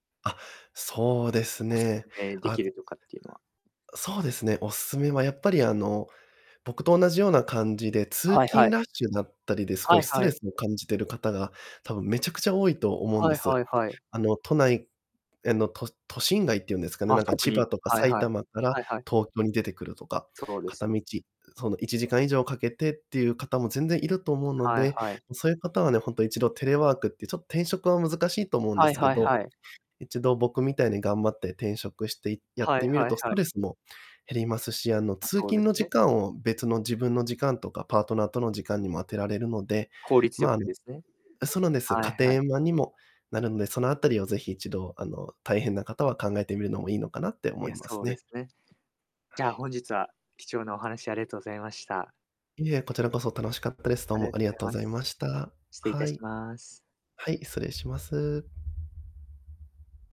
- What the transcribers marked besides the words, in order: other background noise
- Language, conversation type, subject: Japanese, podcast, テレワークの作業環境はどのように整えていますか？